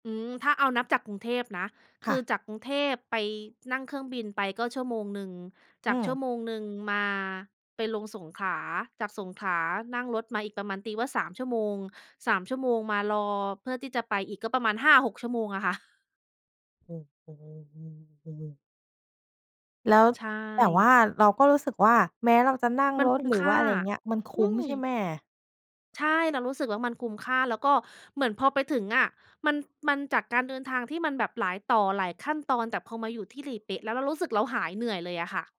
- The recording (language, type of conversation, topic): Thai, podcast, สถานที่ธรรมชาติแบบไหนที่ทำให้คุณรู้สึกผ่อนคลายที่สุด?
- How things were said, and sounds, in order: drawn out: "โอ้โฮ"